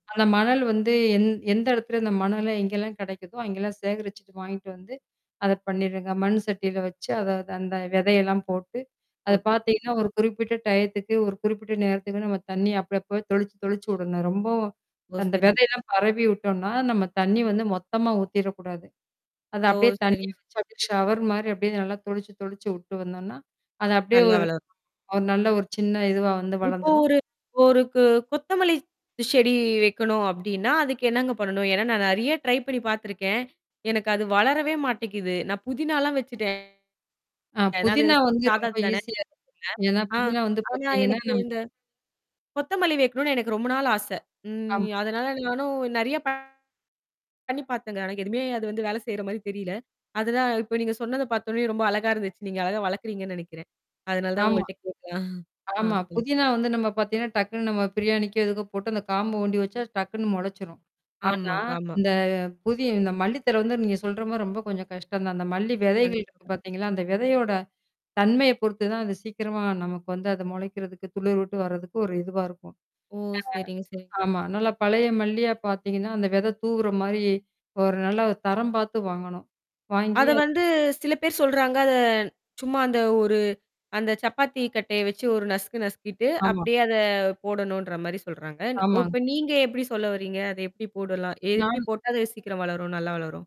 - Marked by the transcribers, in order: other background noise; mechanical hum; in English: "டயத்துக்கு"; static; in English: "ஷவர்"; distorted speech; tapping; chuckle
- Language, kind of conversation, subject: Tamil, podcast, ஒரு சிறிய தோட்டத்தை எளிதாக எப்படித் தொடங்கலாம்?